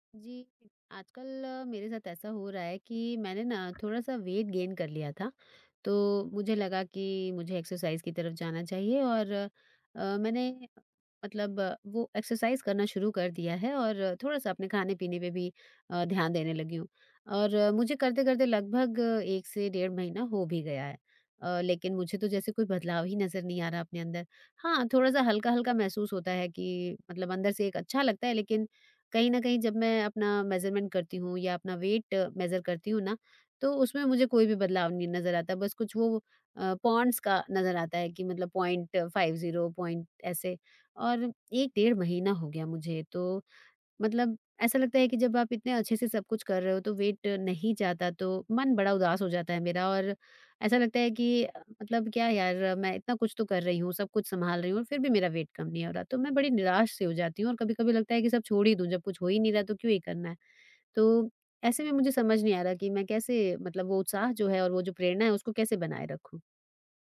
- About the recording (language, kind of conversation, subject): Hindi, advice, कसरत के बाद प्रगति न दिखने पर निराशा
- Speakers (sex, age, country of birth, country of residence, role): female, 40-44, India, India, user; male, 40-44, India, India, advisor
- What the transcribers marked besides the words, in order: in English: "वेट गेन"; tapping; in English: "एक्सरसाइज़"; in English: "एक्सरसाइज़"; in English: "मेज़रमेंट"; in English: "वेट मेज़र"; in English: "पाउंड्स"; in English: "पॉइंट फाइव ज़ीरो पॉइंट"; in English: "वेट"; in English: "वेट"